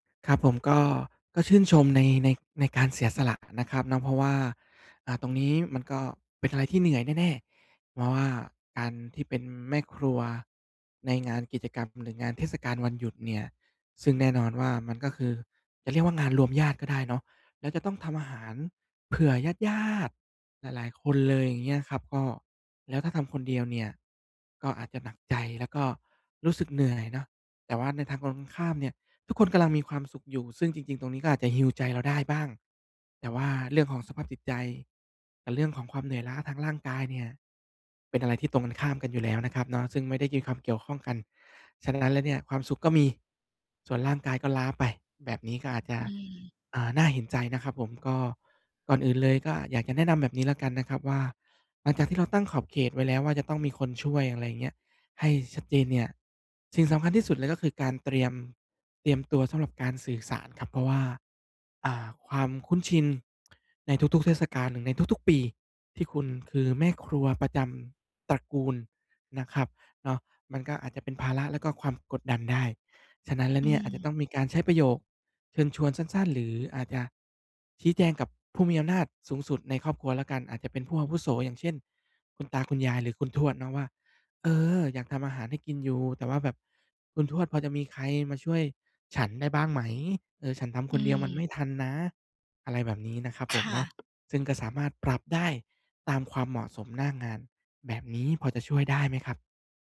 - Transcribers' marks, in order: in English: "Heal"; tapping
- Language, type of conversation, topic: Thai, advice, คุณรู้สึกกดดันช่วงเทศกาลและวันหยุดเวลาต้องไปงานเลี้ยงกับเพื่อนและครอบครัวหรือไม่?